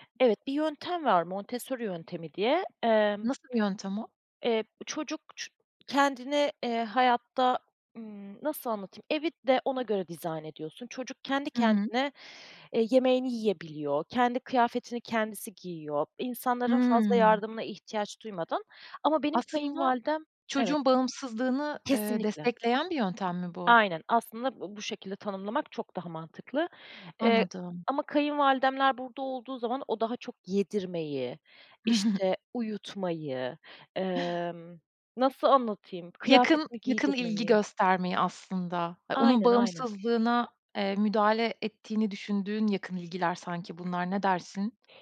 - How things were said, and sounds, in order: unintelligible speech; tapping; chuckle; other background noise
- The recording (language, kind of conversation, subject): Turkish, podcast, Kayınvalidenizle ilişkinizi nasıl yönetirsiniz?